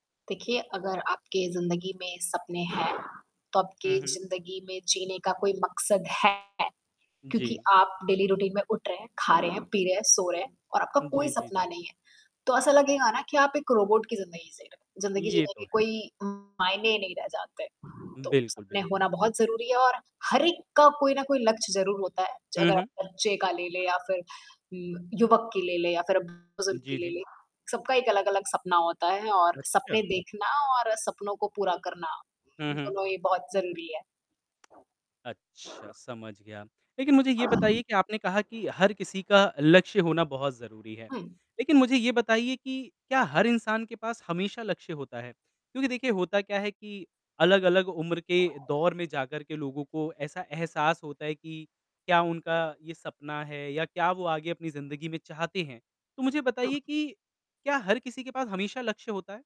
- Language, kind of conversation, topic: Hindi, podcast, सपनों को हकीकत में कैसे बदला जा सकता है?
- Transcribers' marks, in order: static; other background noise; distorted speech; in English: "डेली रूटीन"